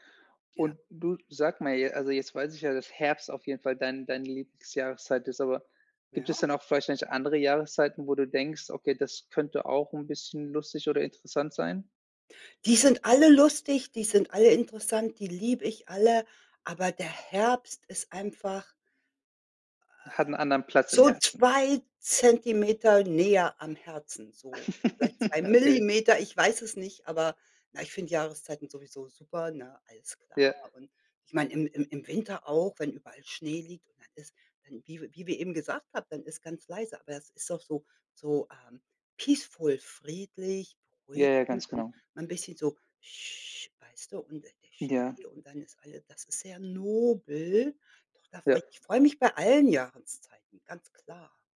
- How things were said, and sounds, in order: other background noise; chuckle; in English: "peaceful"; shush; drawn out: "nobel"
- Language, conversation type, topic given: German, unstructured, Welche Jahreszeit magst du am liebsten und warum?